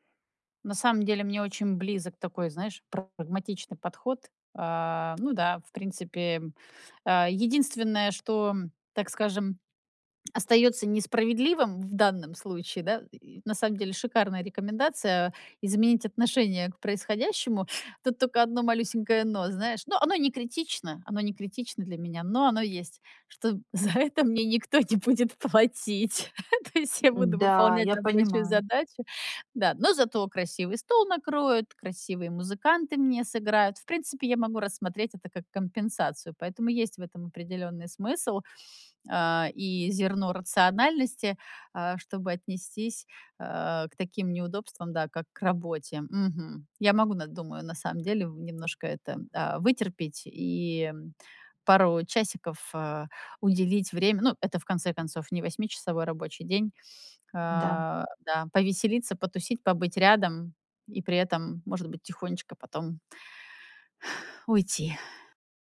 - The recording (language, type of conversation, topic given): Russian, advice, Как перестать переживать и чувствовать себя увереннее на вечеринках?
- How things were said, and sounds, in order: laughing while speaking: "за это мне никто не будет платить"; sigh